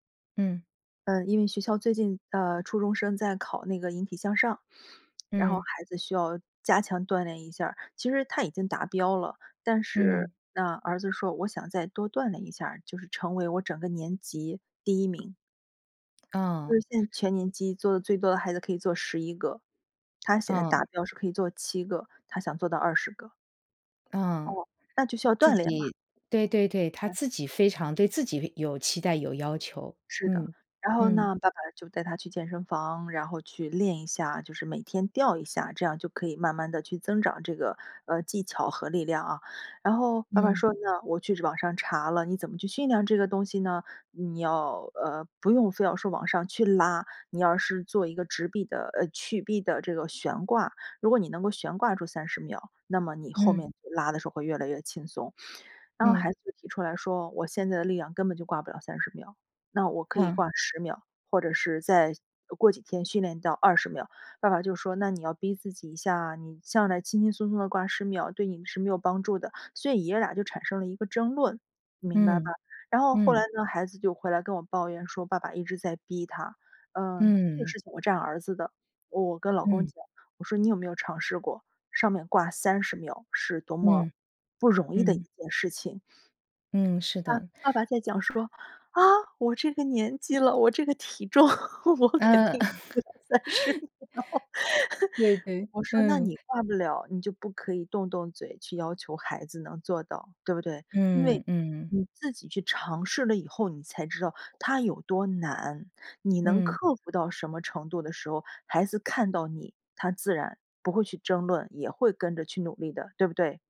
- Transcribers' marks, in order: laugh; laughing while speaking: "重，我肯定挂不了30秒"; chuckle
- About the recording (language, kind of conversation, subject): Chinese, podcast, 你如何看待父母对孩子的高期待？